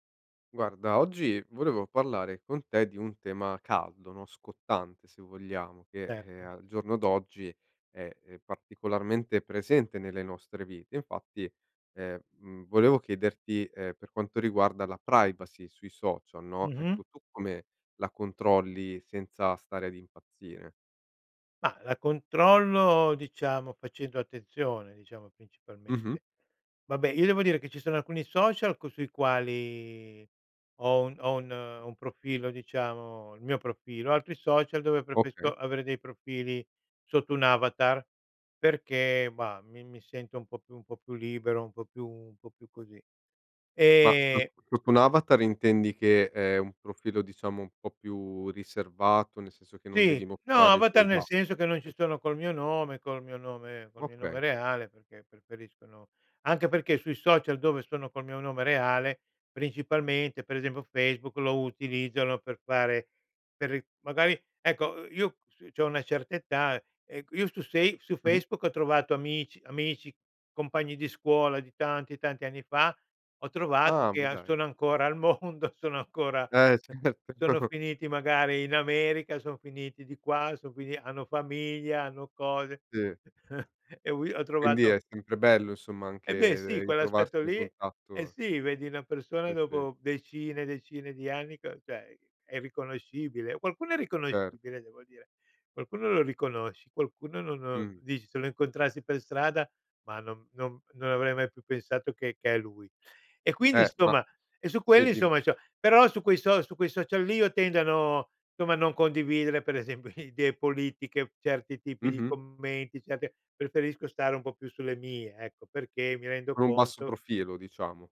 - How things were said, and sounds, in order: tapping; unintelligible speech; unintelligible speech; laughing while speaking: "mondo"; unintelligible speech; chuckle; chuckle; laughing while speaking: "idee"
- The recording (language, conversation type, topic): Italian, podcast, Come controlli la tua privacy sui social senza impazzire?